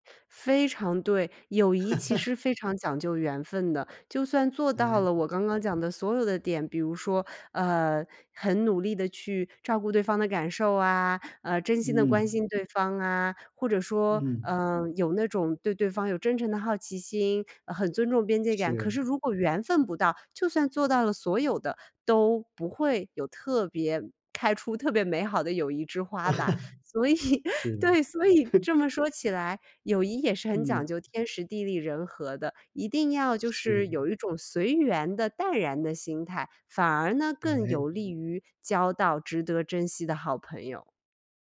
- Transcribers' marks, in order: laugh; laugh; laughing while speaking: "所以 对，所以"; chuckle
- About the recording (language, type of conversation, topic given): Chinese, podcast, 你觉得什么样的友谊最值得珍惜？